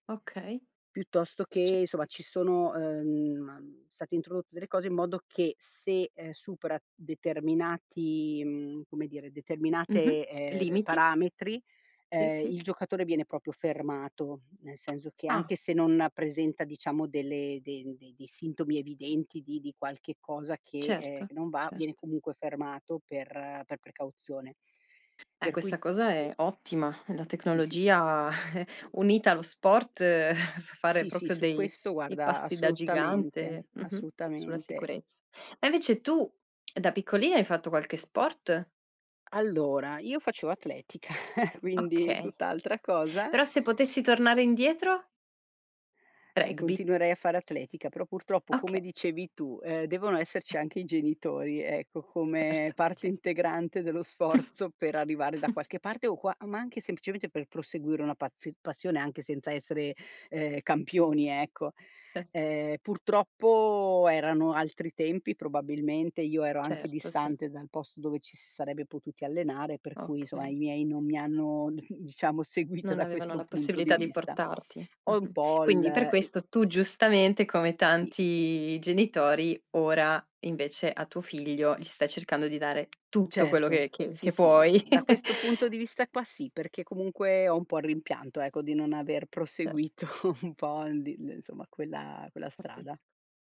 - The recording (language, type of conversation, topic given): Italian, podcast, Ti è mai capitato di scoprire per caso una passione, e com’è successo?
- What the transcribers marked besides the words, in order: "insomma" said as "isomma"; drawn out: "determinati"; tapping; "proprio" said as "propio"; "senso" said as "senzo"; chuckle; other background noise; chuckle; other noise; chuckle; "Okay" said as "Oka"; chuckle; unintelligible speech; drawn out: "purtroppo"; "insomma" said as "isomma"; chuckle; "il" said as "l"; drawn out: "tanti"; chuckle; laughing while speaking: "proseguito"; "insomma" said as "isomma"